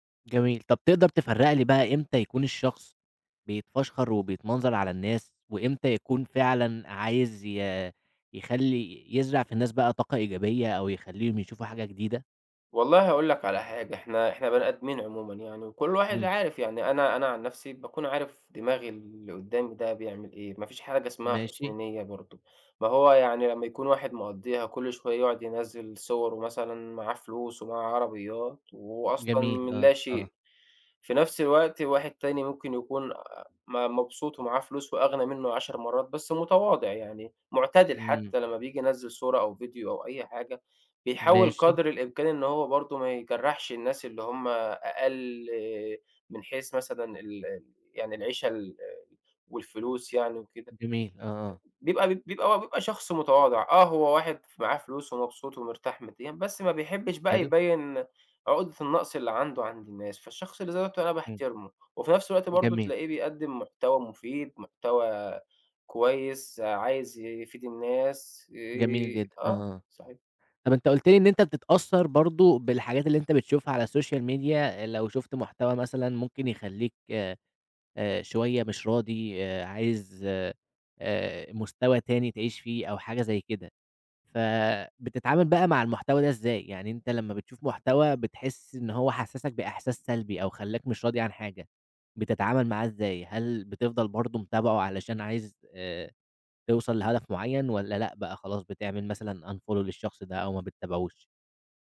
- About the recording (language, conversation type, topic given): Arabic, podcast, ازاي بتتعامل مع إنك بتقارن حياتك بحياة غيرك أونلاين؟
- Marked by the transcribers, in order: other background noise; in English: "السوشيال ميديا"; in English: "unfollow"